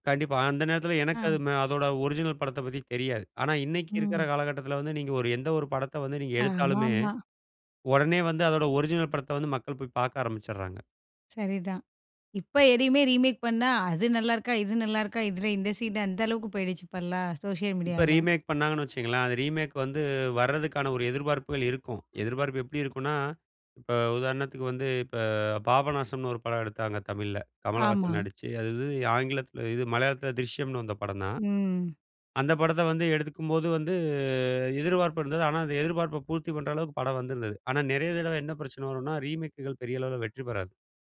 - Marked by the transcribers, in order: in English: "ஒரிஜினல்"; in English: "ஒரிஜினல்"; in English: "ரீமேக்"; in English: "சீன்"; in English: "சோசியல் மீடியால"; other background noise; in English: "ரீமேக்"; in English: "ரீமேக்"; "வந்து" said as "விது"; "எடுக்கும்போது" said as "எடுத்துக்கும்போது"; drawn out: "வந்து"; in English: "ரீமேக்குகள்"
- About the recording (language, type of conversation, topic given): Tamil, podcast, ரீமேக்குகள், சீக்வெல்களுக்கு நீங்கள் எவ்வளவு ஆதரவு தருவீர்கள்?